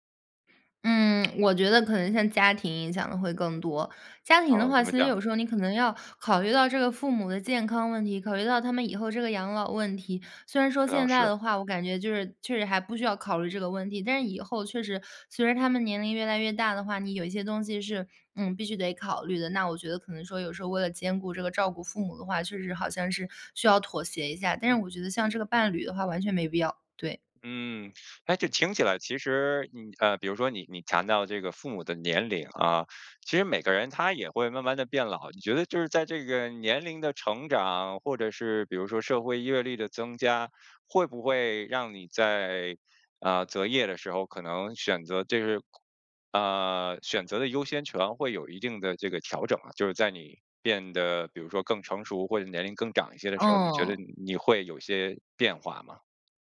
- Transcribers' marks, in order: other background noise
- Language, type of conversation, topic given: Chinese, podcast, 当爱情与事业发生冲突时，你会如何取舍？